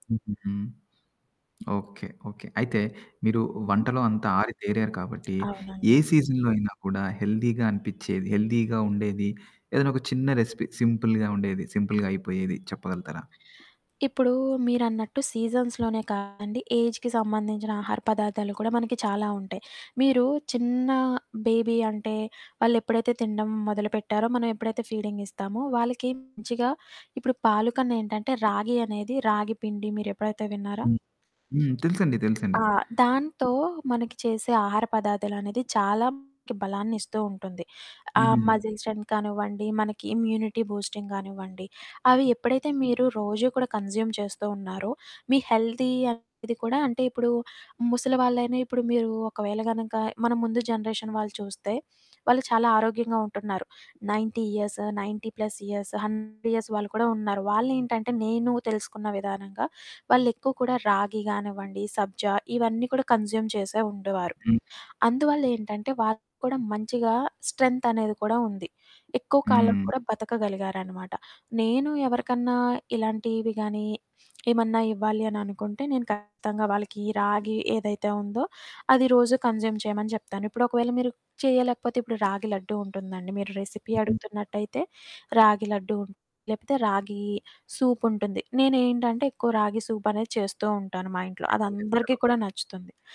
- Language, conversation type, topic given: Telugu, podcast, సీజన్లు మారుతున్నప్పుడు మన ఆహార అలవాట్లు ఎలా మారుతాయి?
- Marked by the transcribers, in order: static; horn; in English: "సీజన్‌లో"; tapping; in English: "హెల్దీగా"; in English: "హెల్దీగా"; in English: "రెసిపీ, సింపుల్‌గా"; in English: "సింపుల్‌గా"; in English: "సీజన్స్‌లో‌నే"; distorted speech; in English: "ఏజ్‌కి"; in English: "బేబీ"; other background noise; in English: "మసిల్ స్ట్రెంగ్త్"; in English: "ఇమ్యూనిటీ"; in English: "కన్జ్యూమ్"; in English: "హెల్తీ"; in English: "జనరేషన్"; in English: "నైన్టీ ఇయర్స్, నైన్టీ ప్లస్ ఇయర్స్, హండ్రెడ్ ఇయర్స్"; in English: "కన్జ్యూమ్"; in English: "స్ట్రెంత్"; in English: "కన్జ్యూమ్"; in English: "రెసిపీ"